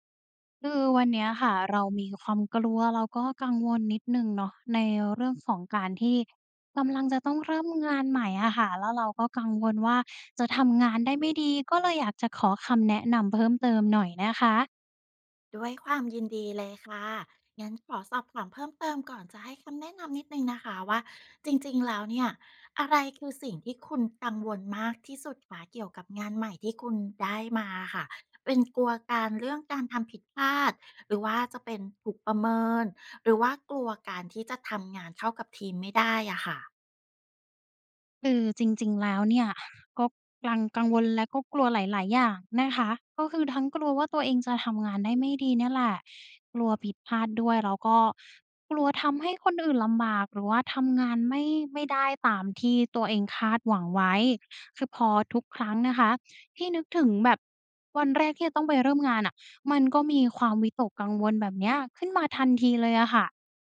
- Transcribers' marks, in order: sigh
- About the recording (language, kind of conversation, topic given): Thai, advice, คุณกังวลว่าจะเริ่มงานใหม่แล้วทำงานได้ไม่ดีหรือเปล่า?